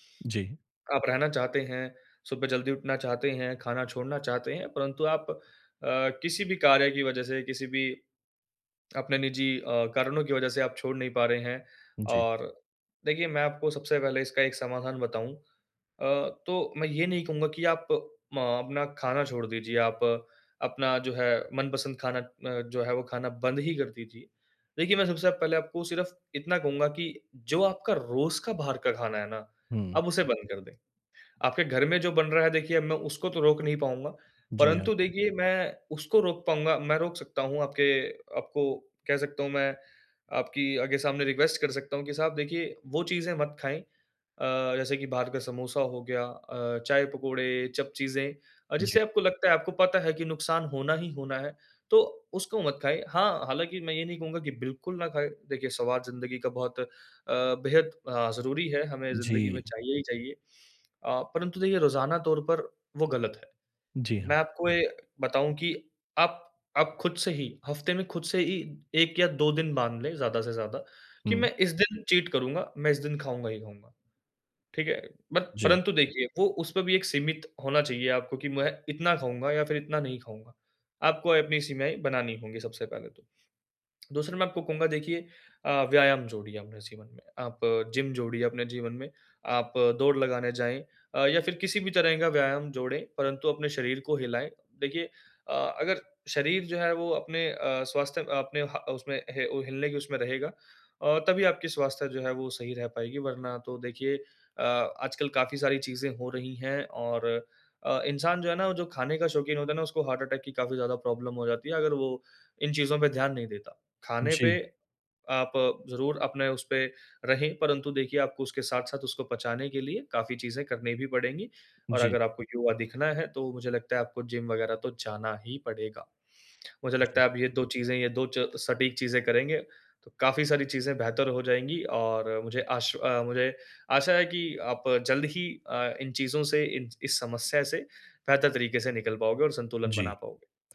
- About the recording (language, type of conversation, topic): Hindi, advice, स्वास्थ्य और आनंद के बीच संतुलन कैसे बनाया जाए?
- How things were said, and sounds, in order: in English: "रिक्वेस्ट"; in English: "चीट"; in English: "हार्ट अटैक"; in English: "प्रॉब्लम"